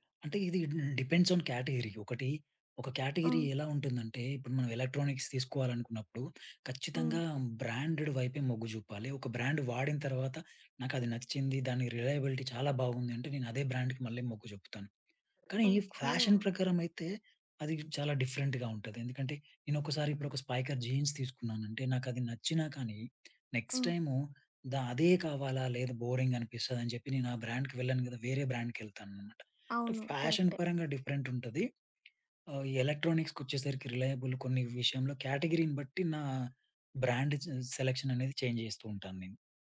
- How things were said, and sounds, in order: other background noise; in English: "డిపెండ్స్ ఆన్ కేటగిరీ"; in English: "కేటగిరీ"; tapping; in English: "ఎలక్ట్రానిక్స్"; in English: "బ్రాండెడ్"; in English: "బ్రాండ్"; in English: "రిలయబిలిటీ"; in English: "బ్రాండ్‌కి"; in English: "ఫ్యాషన్"; in English: "డిఫరెంట్‌గా"; in English: "స్పైకర్ జీన్స్"; in English: "నెక్స్ట్"; in English: "బోరింగ్"; in English: "బ్రాండ్‌కి"; in English: "బ్రాండ్‌కెళ్తానన్నమాట"; in English: "ఫ్యాషన్"; in English: "డిఫరెంట్"; in English: "ఎలక్ట్రానిక్స్‌కొచ్చేసరికి రిలయబుల్"; in English: "కేటగిరీని"; in English: "బ్రాండ్"; in English: "సెలక్షన్"; in English: "చేంజ్"
- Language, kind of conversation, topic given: Telugu, podcast, ఆన్‌లైన్ షాపింగ్‌లో మీరు ఎలా సురక్షితంగా ఉంటారు?